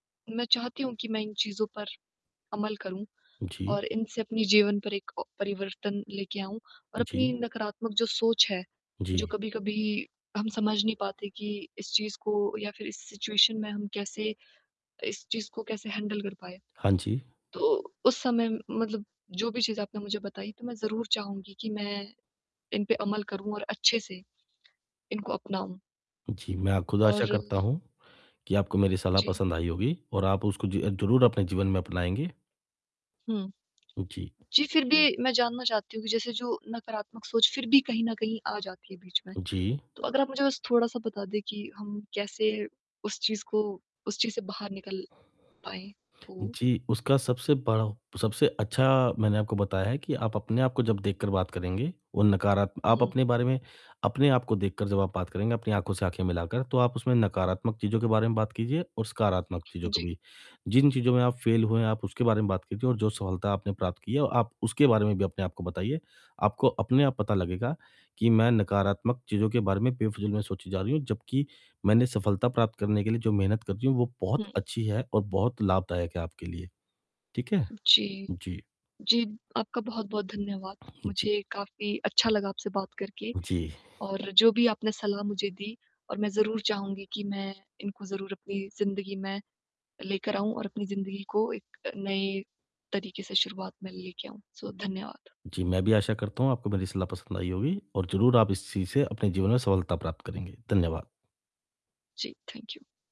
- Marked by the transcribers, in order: static; in English: "सिचुएशन"; in English: "हैंडल"; distorted speech; in English: "फेल"; in English: "सो"; in English: "थैंक यू"
- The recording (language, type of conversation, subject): Hindi, advice, मैं अपनी योग्यता और मिली तारीफों को शांत मन से कैसे स्वीकार करूँ?
- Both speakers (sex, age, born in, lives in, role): female, 20-24, India, India, user; male, 35-39, India, India, advisor